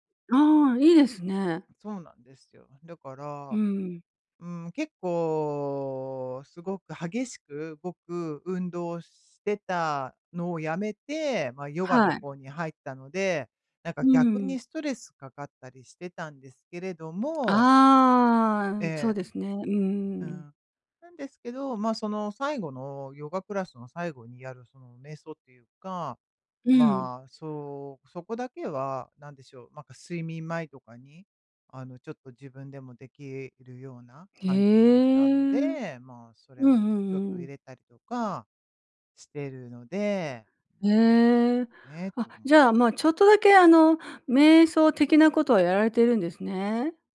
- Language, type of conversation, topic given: Japanese, advice, 瞑想や呼吸法を続けられず、挫折感があるのですが、どうすれば続けられますか？
- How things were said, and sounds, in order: none